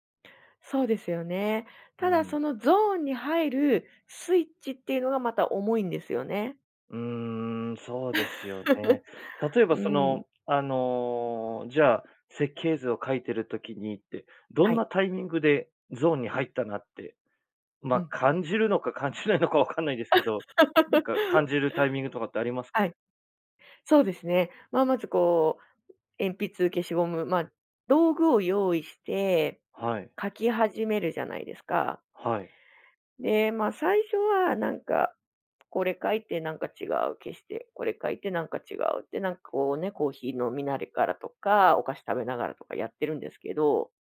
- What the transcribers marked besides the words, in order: laugh; laughing while speaking: "感じないのか"; laugh; "飲みながら" said as "飲みなりがら"
- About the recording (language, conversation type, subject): Japanese, podcast, 趣味に没頭して「ゾーン」に入ったと感じる瞬間は、どんな感覚ですか？